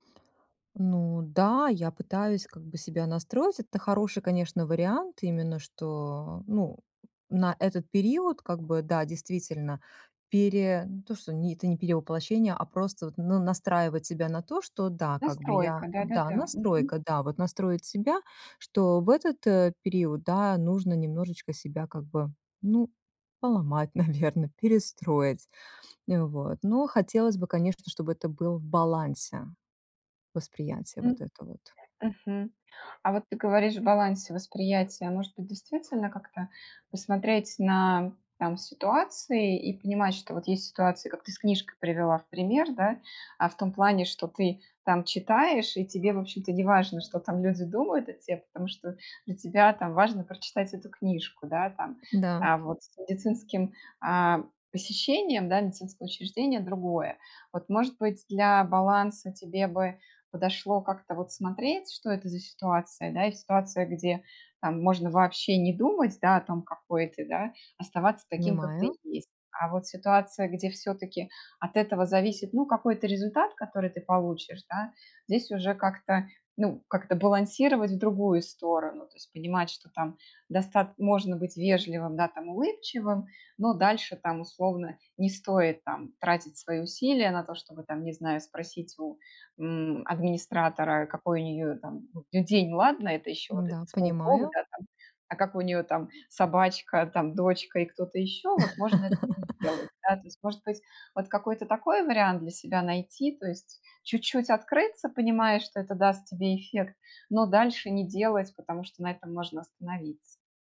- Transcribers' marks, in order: laughing while speaking: "наверно"; other background noise; tapping; laugh
- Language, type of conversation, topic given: Russian, advice, Как мне быть собой, не теряя одобрения других людей?